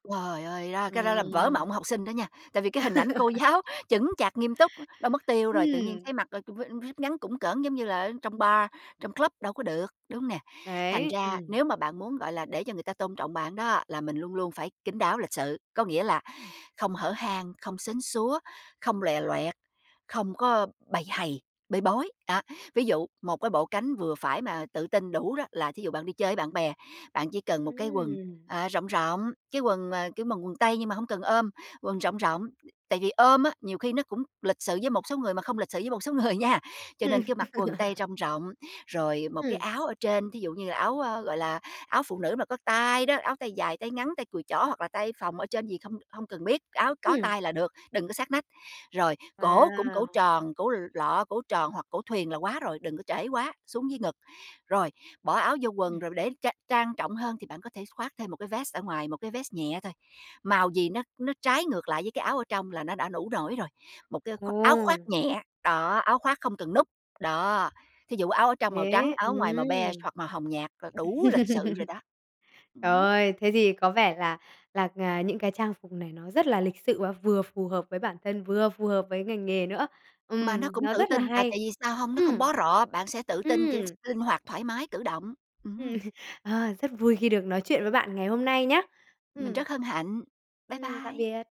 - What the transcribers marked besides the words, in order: laugh; tapping; in English: "club"; other background noise; laughing while speaking: "người"; laugh; laugh; laughing while speaking: "Ừm"
- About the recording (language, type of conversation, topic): Vietnamese, podcast, Trang phục có giúp bạn tự tin hơn không, và vì sao?